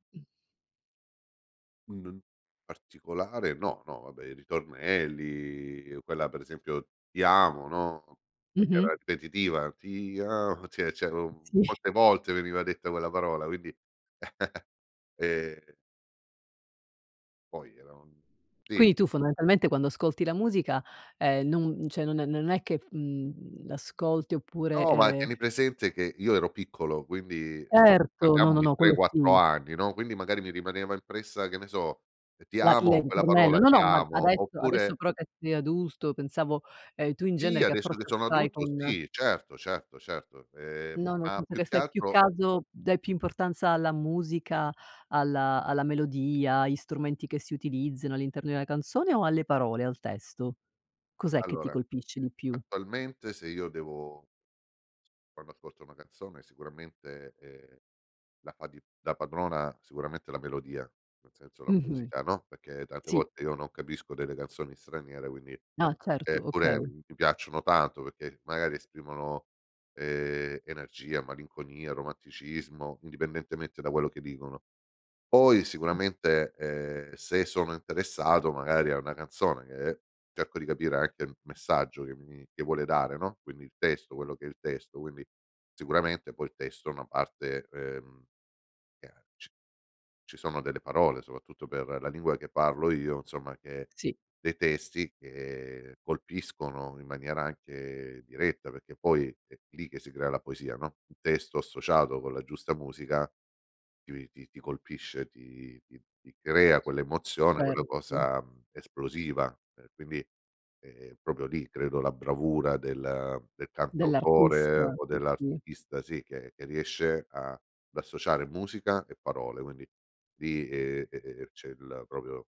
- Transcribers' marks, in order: singing: "ti a"; giggle; tapping; "cioè" said as "ceh"; "sei" said as "ei"; "utilizzano" said as "utilizzeno"; "ad" said as "d"
- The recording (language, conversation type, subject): Italian, podcast, Quale canzone ti riporta subito indietro nel tempo, e perché?